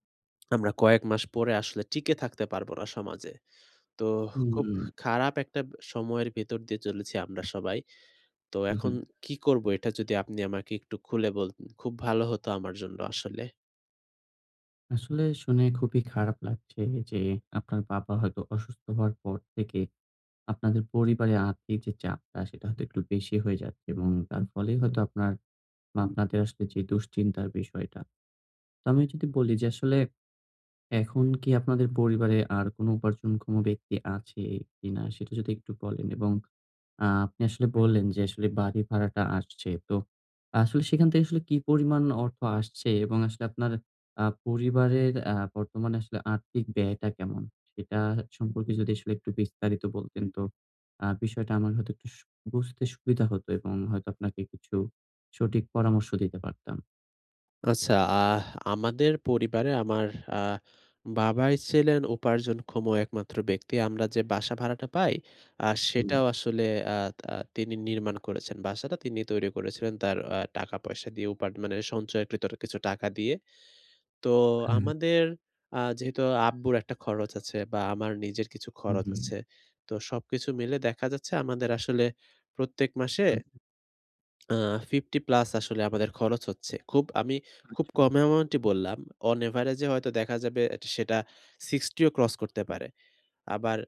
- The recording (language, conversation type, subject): Bengali, advice, আর্থিক চাপ বেড়ে গেলে আমি কীভাবে মানসিক শান্তি বজায় রেখে তা সামলাতে পারি?
- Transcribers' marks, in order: in English: "অন এভারেজ"